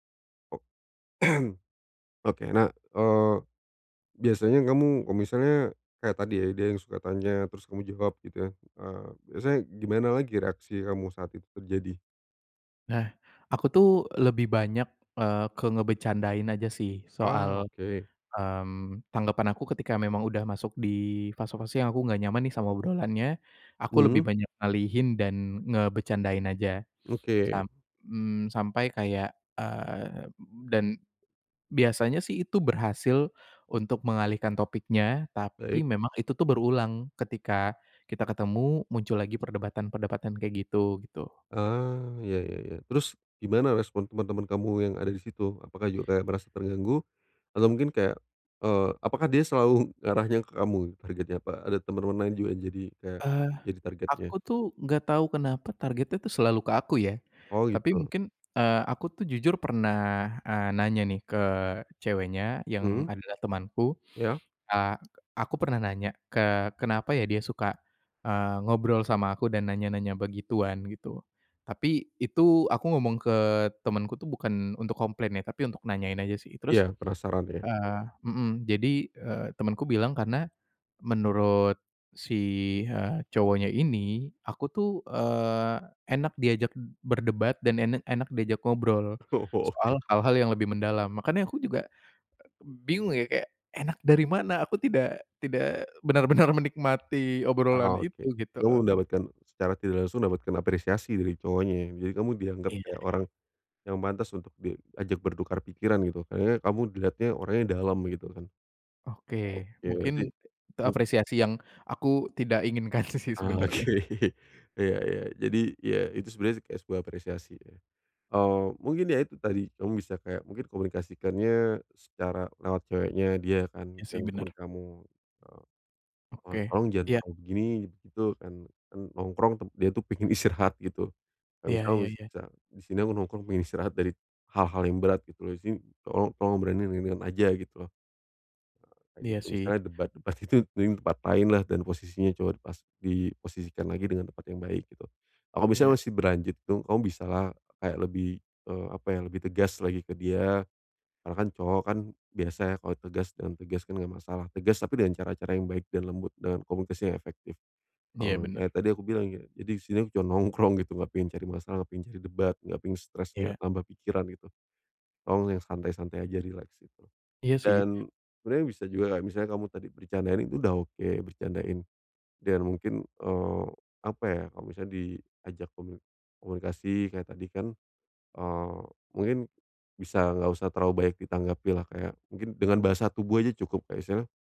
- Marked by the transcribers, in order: throat clearing; tapping; laughing while speaking: "Oh, oke"; laughing while speaking: "benar-benar"; other noise; laughing while speaking: "sih sebenarnya"; laughing while speaking: "Oke"; chuckle; laughing while speaking: "debat-debat gitu"; other background noise
- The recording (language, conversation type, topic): Indonesian, advice, Bagaimana cara menghadapi teman yang tidak menghormati batasan tanpa merusak hubungan?